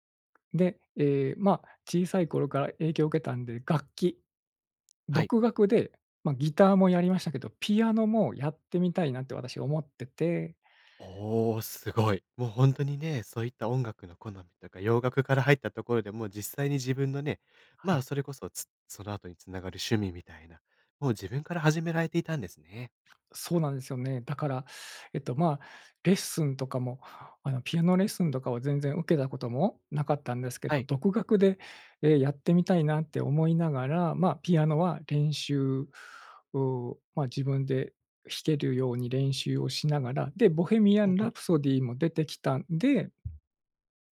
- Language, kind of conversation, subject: Japanese, podcast, 子どもの頃の音楽体験は今の音楽の好みに影響しますか？
- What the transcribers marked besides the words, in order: none